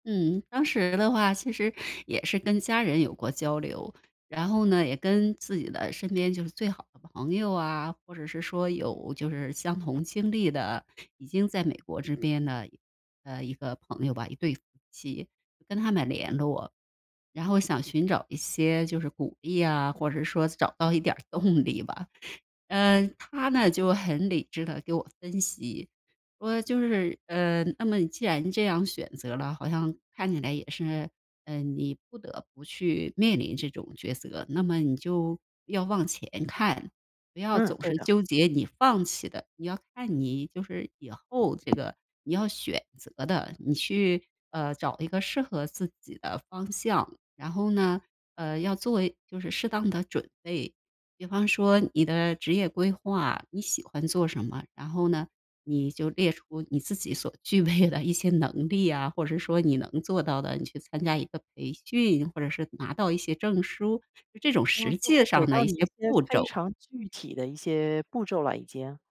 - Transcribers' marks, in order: other background noise; laughing while speaking: "备的"
- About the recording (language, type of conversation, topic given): Chinese, podcast, 你如何处理选择带来的压力和焦虑？